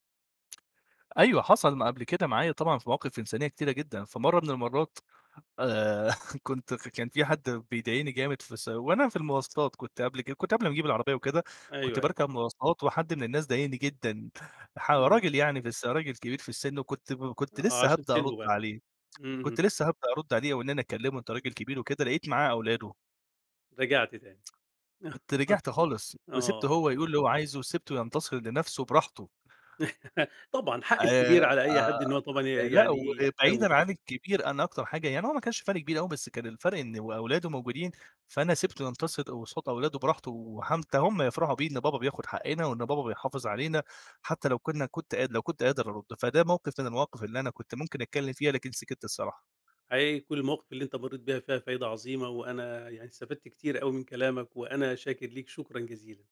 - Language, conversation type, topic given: Arabic, podcast, إزاي تقدر تمارس الحزم كل يوم بخطوات بسيطة؟
- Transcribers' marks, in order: chuckle; tsk; chuckle; laugh